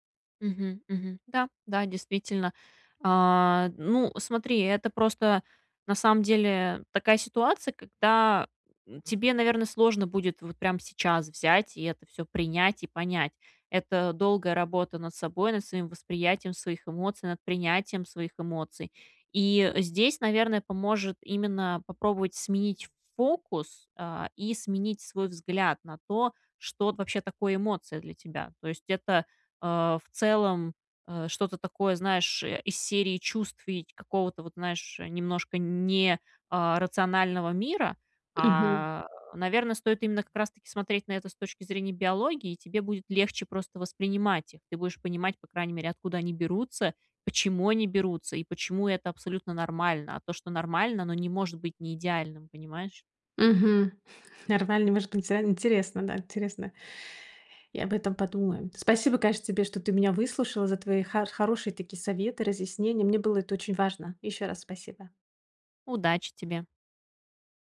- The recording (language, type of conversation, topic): Russian, advice, Как принять свои эмоции, не осуждая их и себя?
- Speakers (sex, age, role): female, 30-34, advisor; female, 45-49, user
- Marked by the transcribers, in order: chuckle